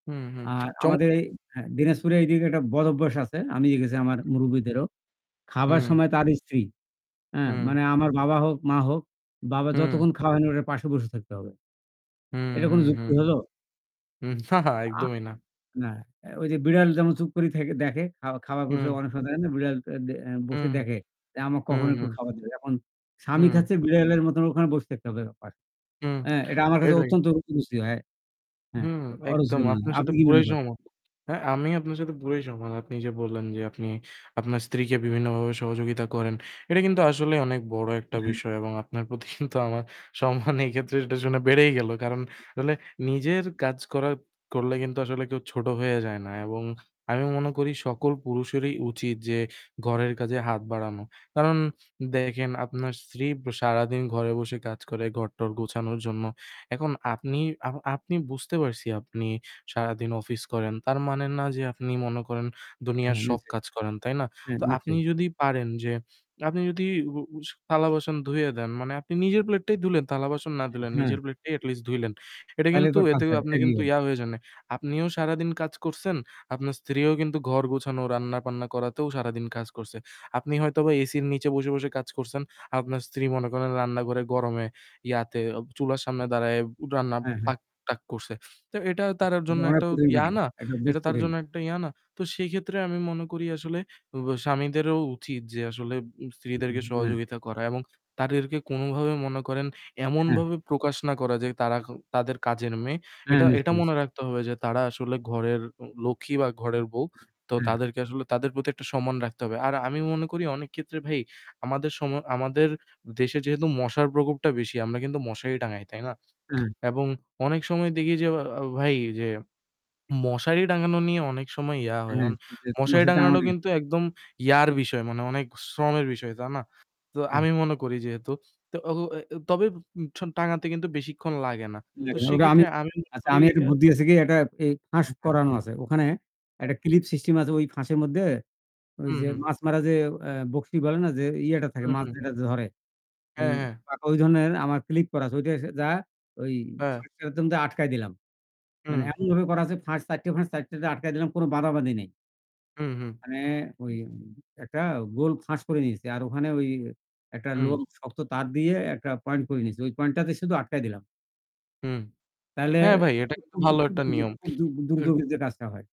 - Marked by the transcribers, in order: static; tsk; distorted speech; chuckle; lip smack; unintelligible speech; unintelligible speech; tapping; laughing while speaking: "প্রতি কিন্তু আমার সম্মান এক্ষেত্রে এটা শুনে বেড়েই গেল"; other background noise; in English: "at least"; unintelligible speech; unintelligible speech; unintelligible speech; unintelligible speech
- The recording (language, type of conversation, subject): Bengali, unstructured, বাড়ির কাজ ভাগ করে নেওয়া কেন কখনও কঠিন হয়ে পড়ে?